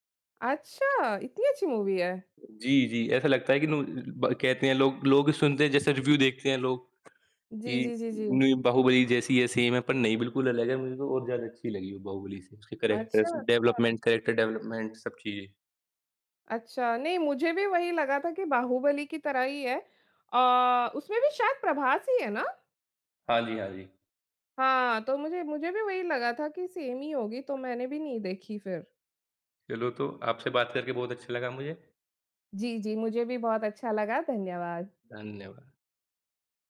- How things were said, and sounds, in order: other background noise; in English: "मूवी"; in English: "रिव्यू"; in English: "सेम"; in English: "कैरेक्टरस, डेवलपमेंट कैरेक्टर डेवलपमेंट"; in English: "सेम"; tapping
- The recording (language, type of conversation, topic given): Hindi, unstructured, क्या फिल्म के किरदारों का विकास कहानी को बेहतर बनाता है?